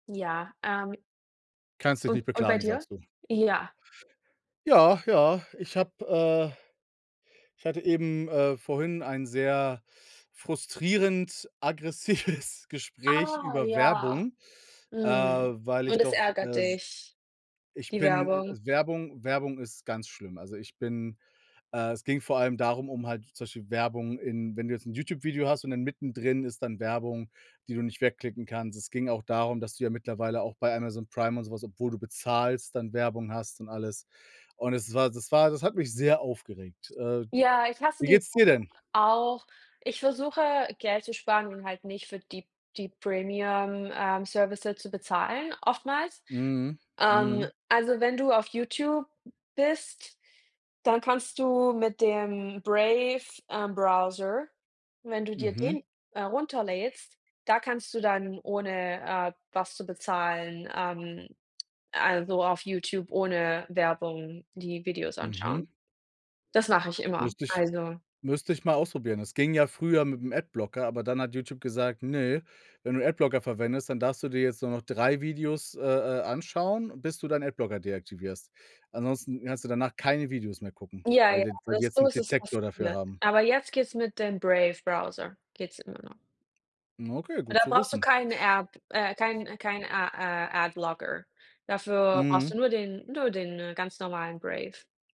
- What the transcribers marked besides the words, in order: laughing while speaking: "aggressives"; in English: "Services"; put-on voice: "Browser"; put-on voice: "a a Adblocker"
- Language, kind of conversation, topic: German, unstructured, Was macht dich oft wütend oder frustriert?